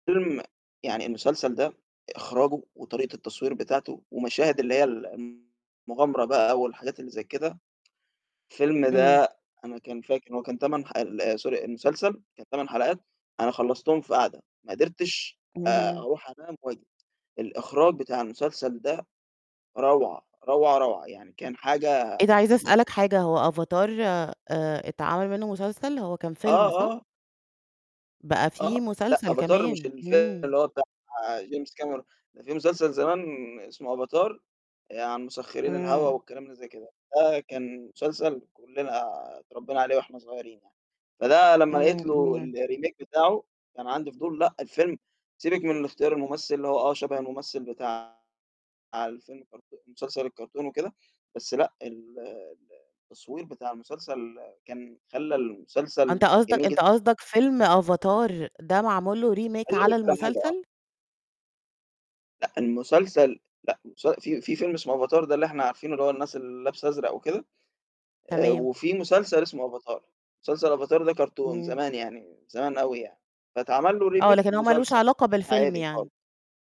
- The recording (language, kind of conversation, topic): Arabic, podcast, إيه رأيك في الريميكات وإعادة تقديم الأعمال القديمة؟
- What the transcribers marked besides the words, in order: distorted speech; tapping; unintelligible speech; unintelligible speech; in English: "الremake"; other noise; in English: "remake"; in English: "remake"